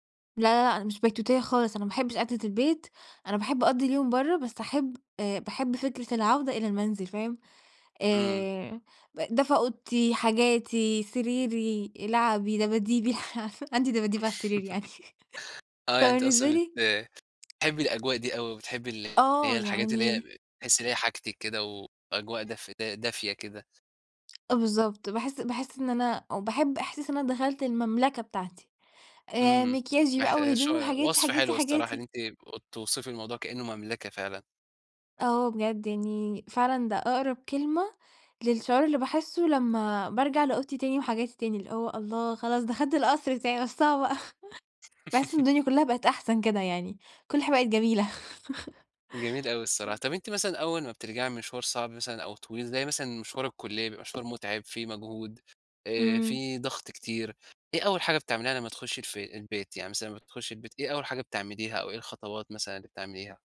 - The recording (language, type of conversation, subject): Arabic, podcast, إيه هي لحظة الراحة المفضلة عندك في البيت؟
- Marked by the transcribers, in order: chuckle; laughing while speaking: "عندي دباديب على السرير يعني"; tapping; horn; unintelligible speech; laughing while speaking: "دخلت القصر بتاعي، وسّعوا بقى"; laugh; chuckle; other background noise